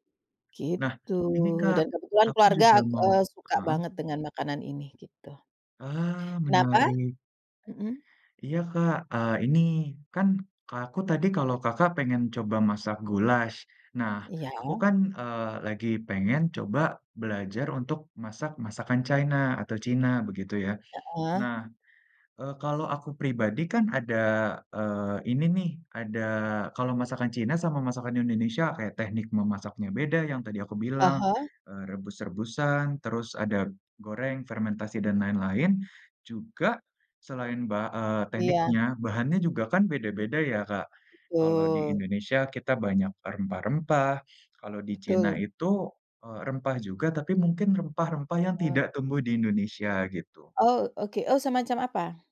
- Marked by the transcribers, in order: other background noise
- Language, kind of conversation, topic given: Indonesian, unstructured, Masakan dari negara mana yang ingin Anda kuasai?